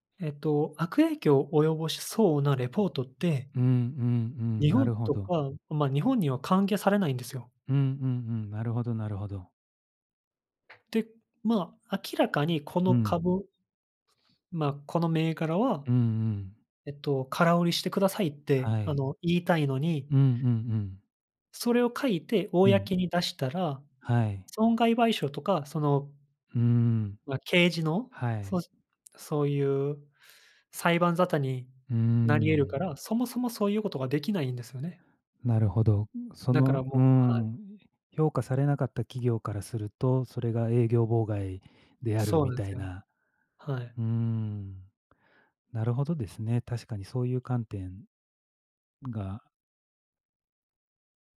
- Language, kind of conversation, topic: Japanese, unstructured, 政府の役割はどこまであるべきだと思いますか？
- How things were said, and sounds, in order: other background noise; other noise